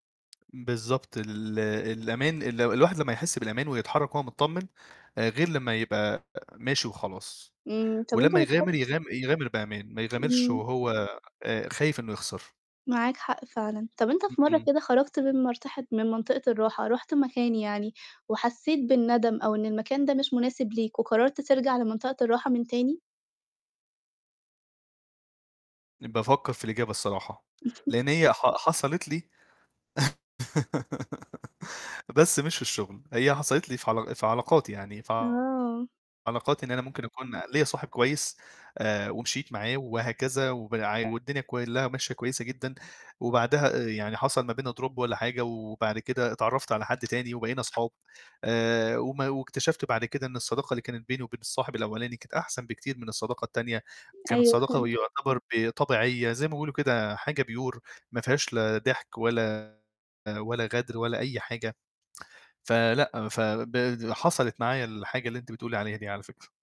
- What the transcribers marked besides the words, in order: other background noise; tapping; "منطقة" said as "مرتحة"; chuckle; laugh; distorted speech; in English: "drop"; in English: "pure"
- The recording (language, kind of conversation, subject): Arabic, podcast, إمتى خرجت من منطقة الراحة بتاعتك ونجحت؟